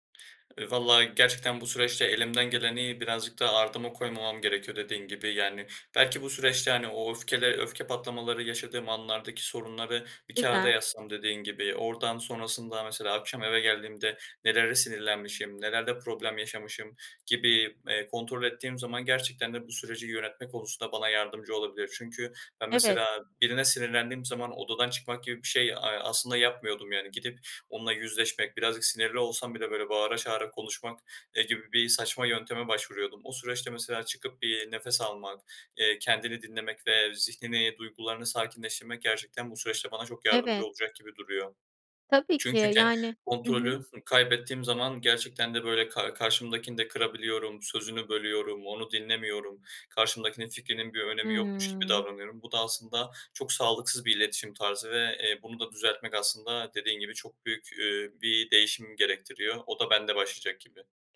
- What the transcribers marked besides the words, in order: other background noise
- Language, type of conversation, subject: Turkish, advice, Öfke patlamalarınız ilişkilerinizi nasıl zedeliyor?